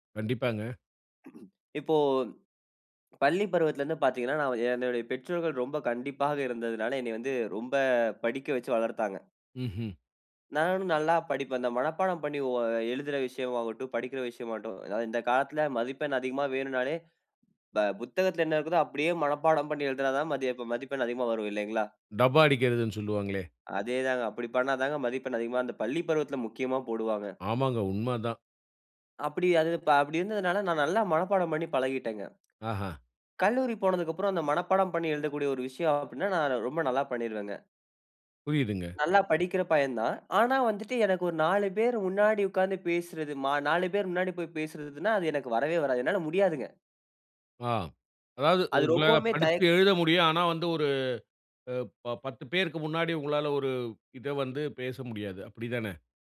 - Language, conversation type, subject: Tamil, podcast, பெரிய சவாலை எப்படி சமாளித்தீர்கள்?
- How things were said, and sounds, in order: throat clearing; other noise; other background noise